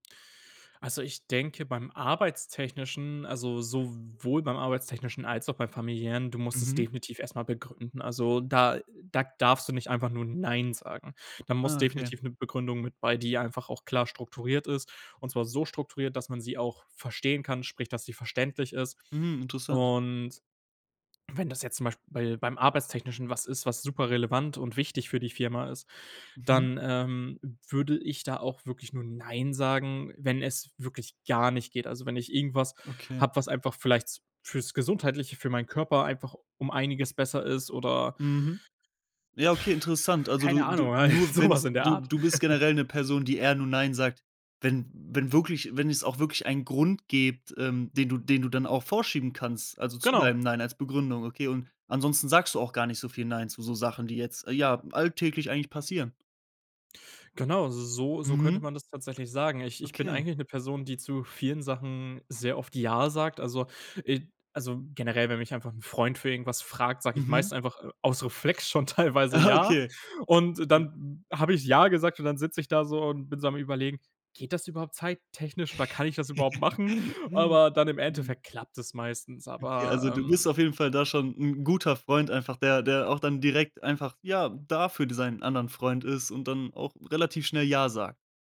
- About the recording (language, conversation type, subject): German, podcast, Wie sagst du „nein“, ohne dir Ärger einzuhandeln?
- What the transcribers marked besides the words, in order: stressed: "nein"; stressed: "gar"; blowing; laughing while speaking: "so was in der Art"; chuckle; laughing while speaking: "Aha"; laughing while speaking: "teilweise"; laugh